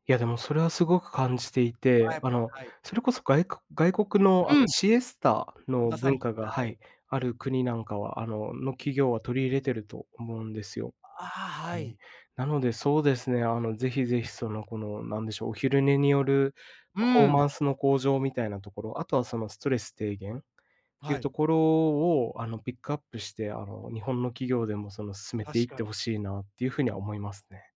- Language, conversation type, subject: Japanese, podcast, 仕事でストレスを感じたとき、どんな対処をしていますか？
- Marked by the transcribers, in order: none